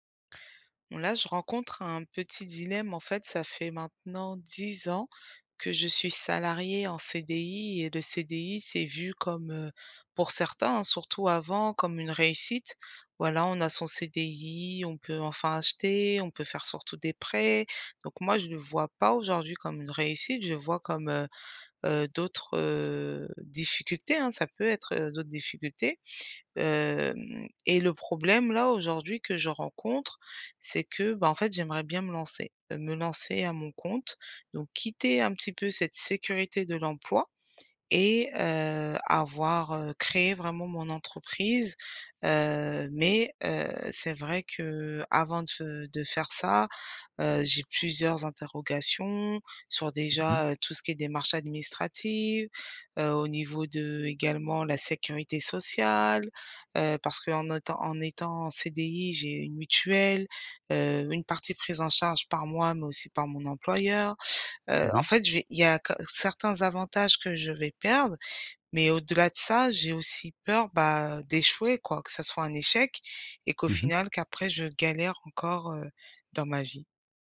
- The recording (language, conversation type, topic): French, advice, Comment surmonter mon hésitation à changer de carrière par peur d’échouer ?
- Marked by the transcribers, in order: drawn out: "Hem"